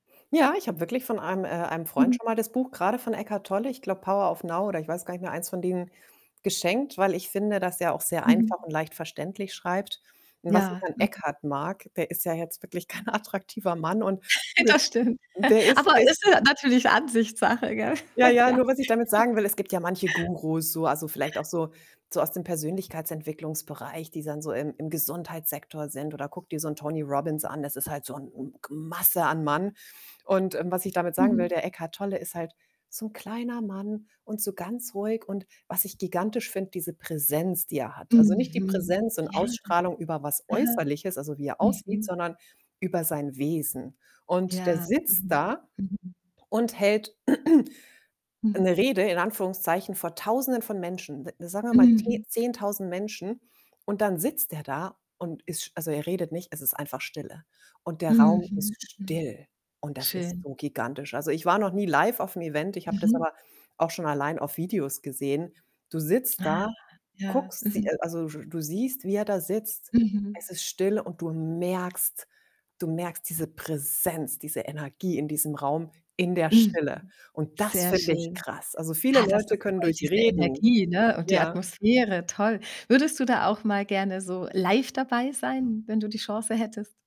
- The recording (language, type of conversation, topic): German, podcast, Wie erklärst du skeptischen Freunden, was Achtsamkeit ist?
- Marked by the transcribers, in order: laughing while speaking: "kein attraktiver"; laugh; laughing while speaking: "Das stimmt"; chuckle; unintelligible speech; distorted speech; chuckle; other background noise; put-on voice: "das ist halt so 'n, hm, g"; put-on voice: "kleiner Mann"; tapping; throat clearing; stressed: "Präsenz"